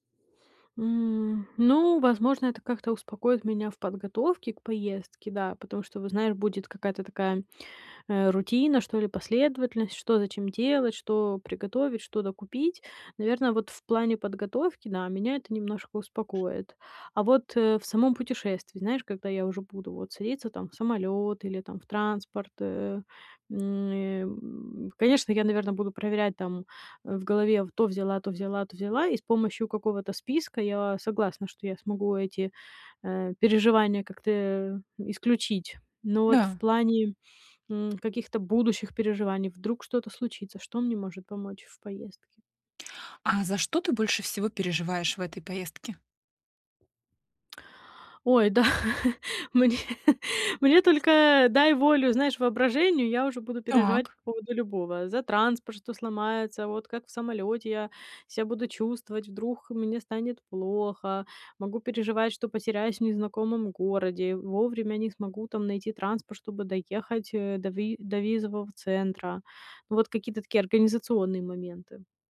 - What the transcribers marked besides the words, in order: tapping; chuckle; laughing while speaking: "мне"
- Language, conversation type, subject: Russian, advice, Как мне уменьшить тревогу и стресс перед предстоящей поездкой?